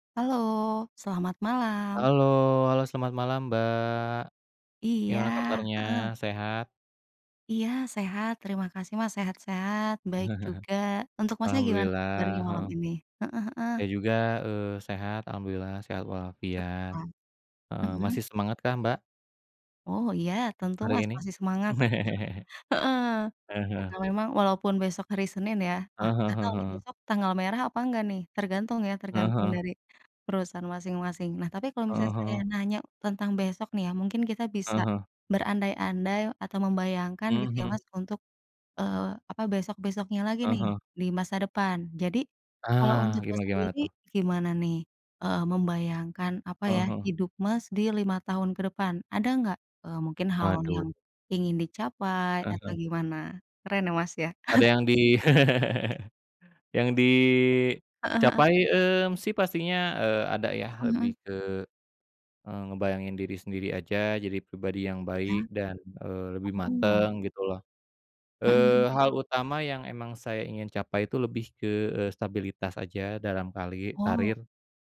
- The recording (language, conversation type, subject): Indonesian, unstructured, Bagaimana kamu membayangkan hidupmu lima tahun ke depan?
- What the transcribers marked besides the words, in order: tapping; chuckle; horn; chuckle; chuckle; laugh; other background noise